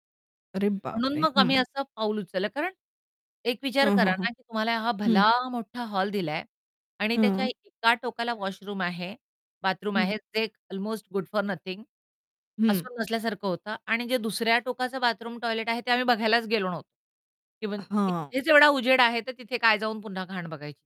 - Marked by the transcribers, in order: static; distorted speech; other background noise; in English: "वॉशरूम"; in English: "अल्मोस्ट गुड फॉर नथिंग"
- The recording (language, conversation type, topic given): Marathi, podcast, रात्री एकट्याने राहण्यासाठी ठिकाण कसे निवडता?